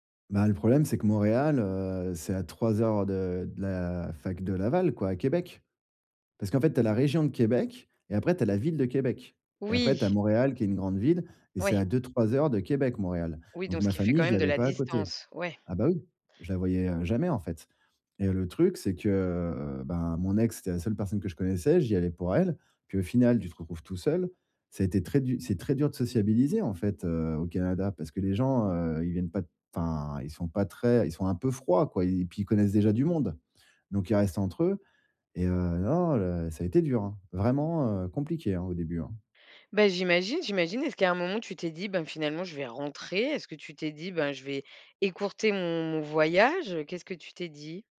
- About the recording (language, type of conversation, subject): French, advice, Comment gérer la nostalgie et la solitude après avoir déménagé loin de sa famille ?
- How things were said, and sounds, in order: none